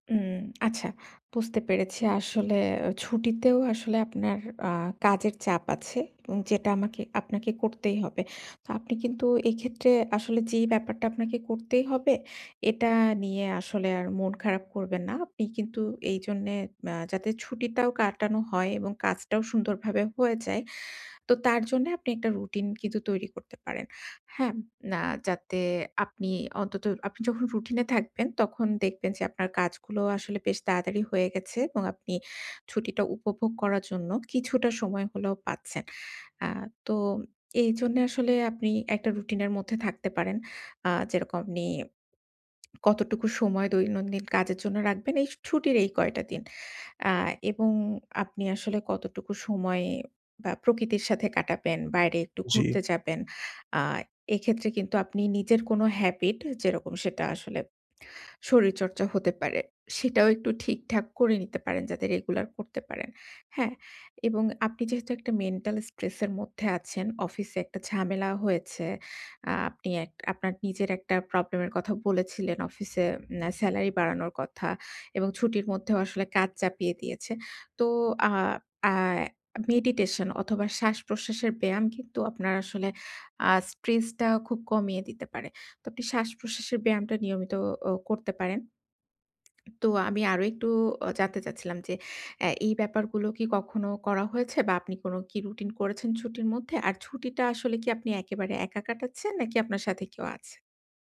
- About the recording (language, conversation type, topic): Bengali, advice, অপরিকল্পিত ছুটিতে আমি কীভাবে দ্রুত ও সহজে চাপ কমাতে পারি?
- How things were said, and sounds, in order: tsk; tsk